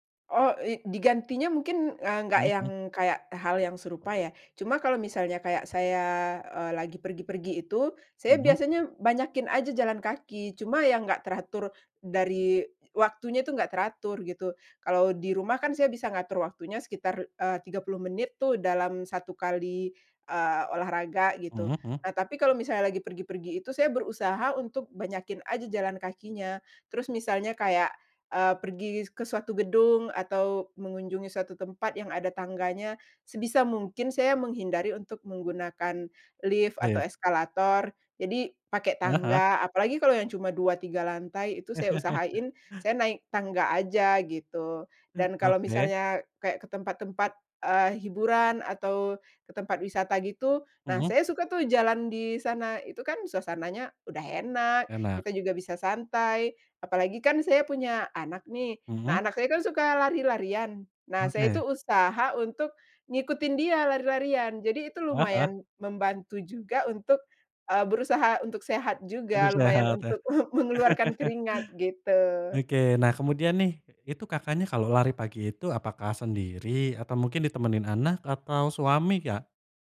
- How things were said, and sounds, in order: laugh
- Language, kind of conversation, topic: Indonesian, podcast, Seperti apa rutinitas sehat yang Anda jalani setiap hari?